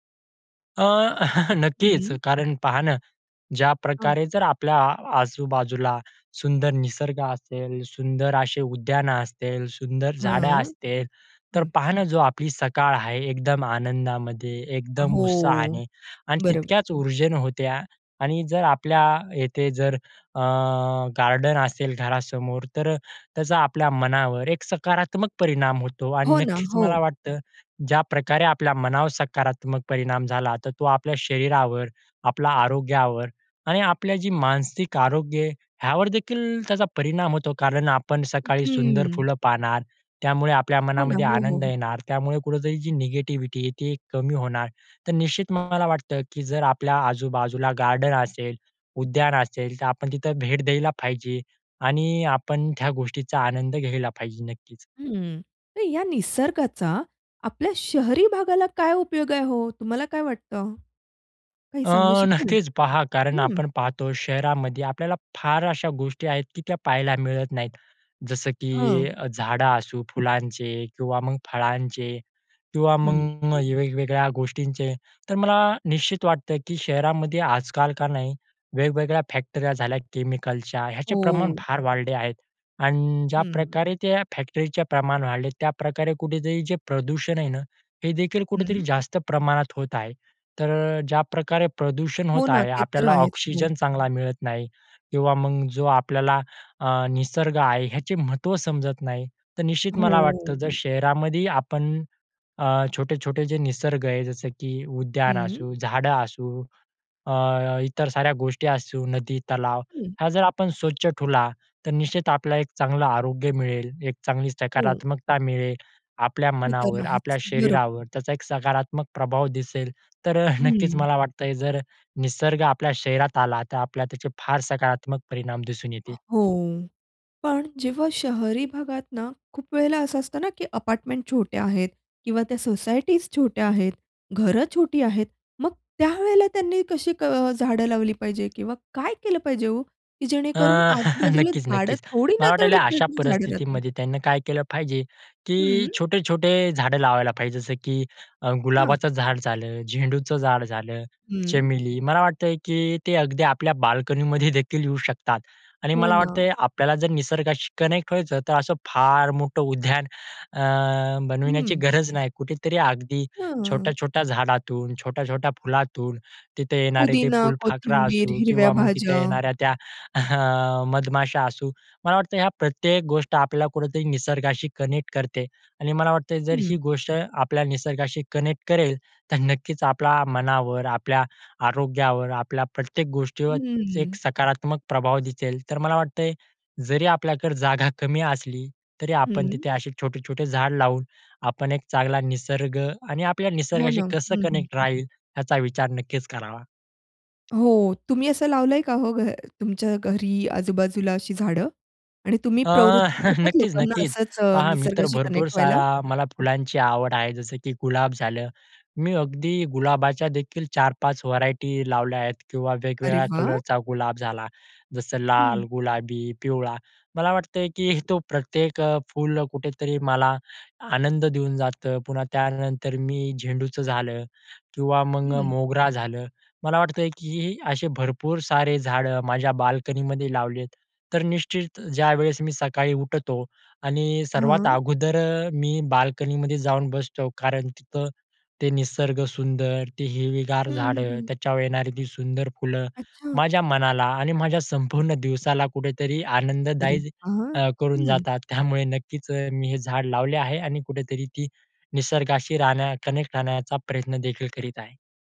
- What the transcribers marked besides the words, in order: chuckle; other background noise; chuckle; in English: "कनेक्ट"; in English: "कनेक्ट"; in English: "कनेक्ट"; in English: "कनेक्ट"; tapping; chuckle; in English: "कनेक्ट"; in English: "कनेक्ट"
- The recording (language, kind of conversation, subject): Marathi, podcast, शहरात राहून निसर्गाशी जोडलेले कसे राहता येईल याबद्दल तुमचे मत काय आहे?